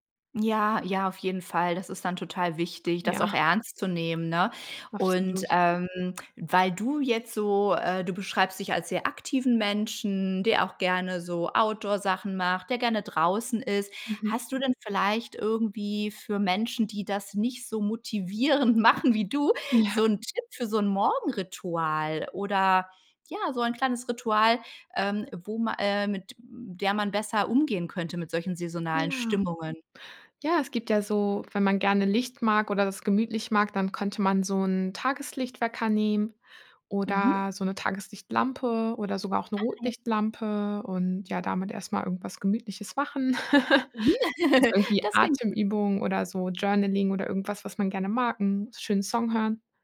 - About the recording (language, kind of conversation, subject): German, podcast, Wie gehst du mit saisonalen Stimmungen um?
- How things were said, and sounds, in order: laughing while speaking: "motivierend machen wie du"; laugh; giggle; in English: "Journaling"; in English: "Song"